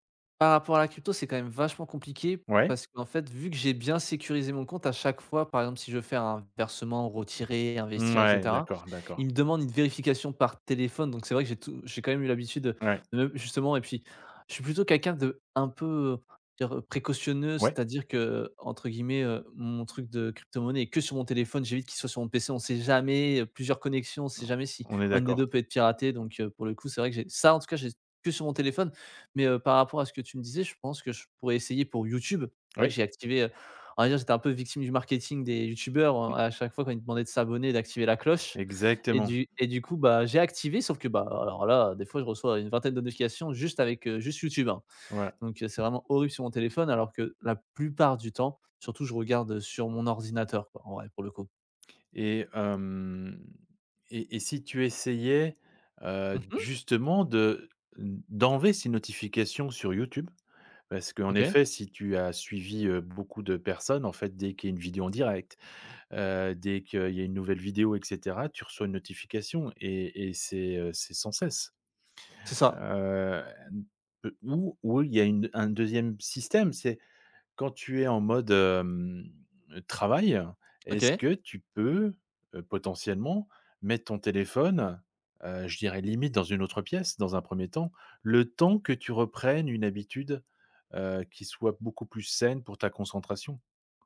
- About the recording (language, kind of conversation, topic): French, advice, Comment les notifications constantes nuisent-elles à ma concentration ?
- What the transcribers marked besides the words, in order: tapping; stressed: "ça"; other background noise; drawn out: "hem"